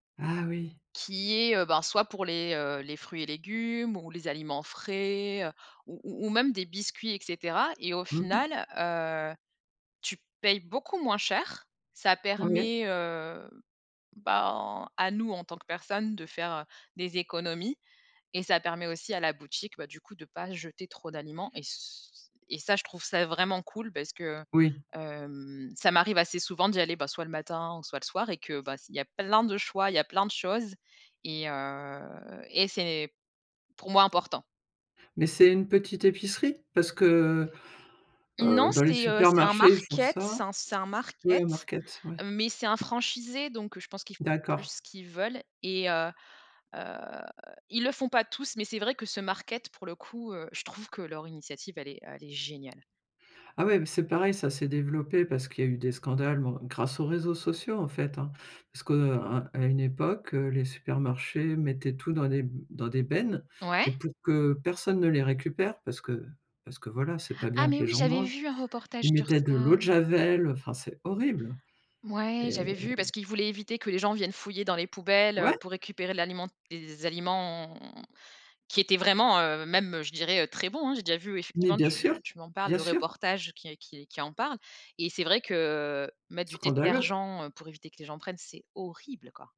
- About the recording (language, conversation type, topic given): French, podcast, Quel geste simple recommanderiez-vous pour limiter le gaspillage alimentaire ?
- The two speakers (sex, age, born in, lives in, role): female, 30-34, France, France, guest; female, 55-59, France, France, host
- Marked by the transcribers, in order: tapping; drawn out: "heu"; in English: "market"; in English: "market"; in English: "market"; in English: "market"; stressed: "horrible"; drawn out: "aliments"; stressed: "horrible"